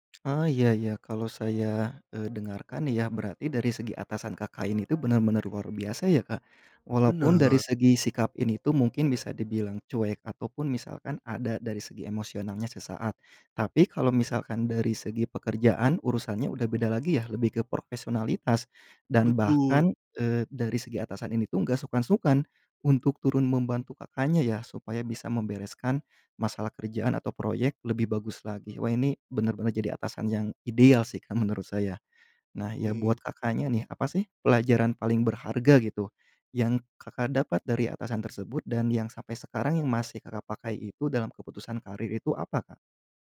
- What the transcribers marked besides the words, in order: other background noise; tapping; background speech
- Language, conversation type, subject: Indonesian, podcast, Siapa mentor yang paling berpengaruh dalam kariermu, dan mengapa?